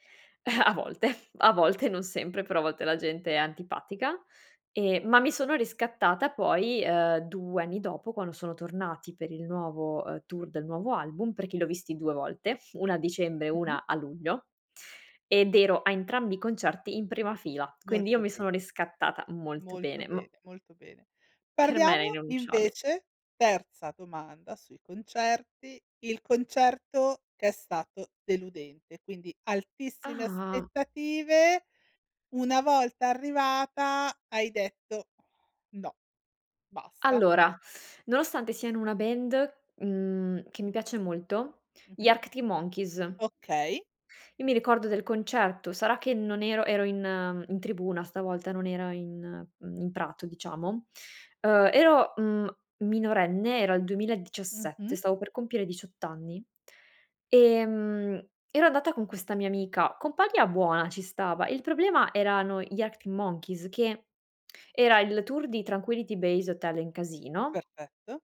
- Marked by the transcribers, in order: chuckle; drawn out: "Ah"; tapping
- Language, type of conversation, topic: Italian, podcast, Che ruolo ha la musica nella tua vita di tutti i giorni?